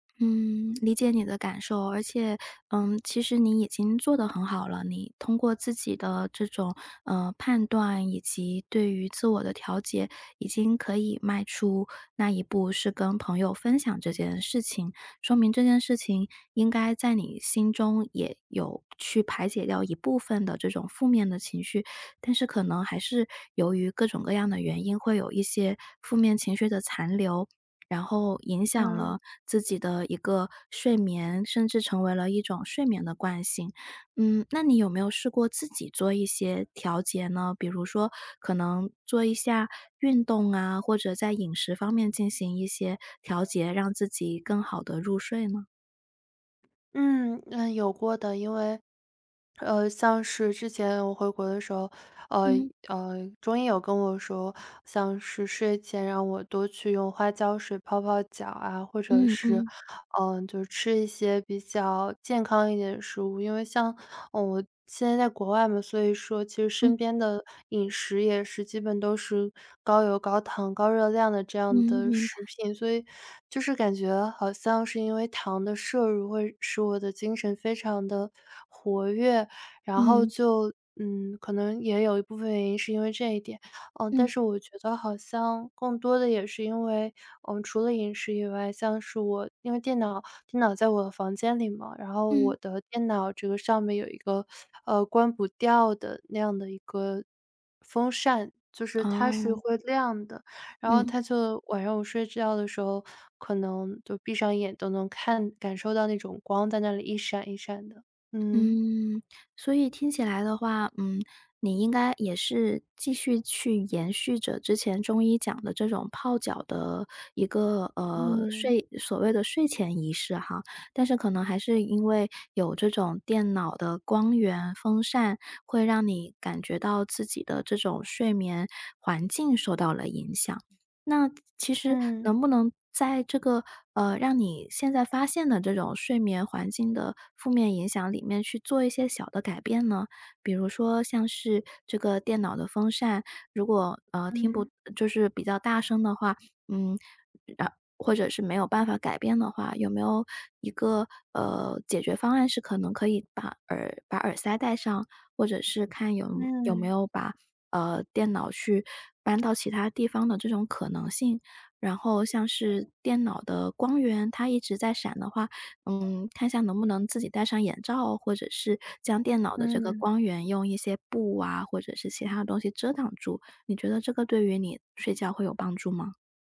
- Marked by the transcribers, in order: none
- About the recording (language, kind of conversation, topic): Chinese, advice, 你经常半夜醒来后很难再睡着吗？